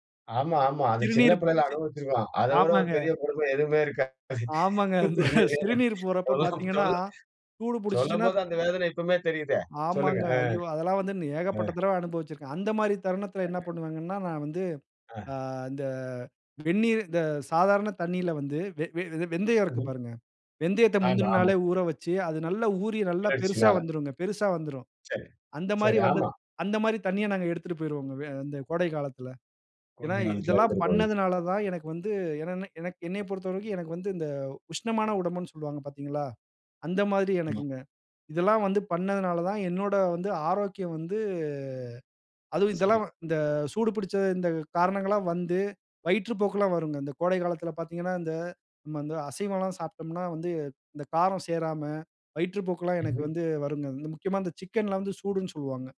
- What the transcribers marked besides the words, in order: background speech; laughing while speaking: "இந்த"; laughing while speaking: "உண்மையிலேதான். சொல்லம் சொல்ல சொல்லம்போது"; unintelligible speech; drawn out: "வந்து"
- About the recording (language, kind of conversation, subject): Tamil, podcast, உங்கள் நாளை ஆரோக்கியமாகத் தொடங்க நீங்கள் என்ன செய்கிறீர்கள்?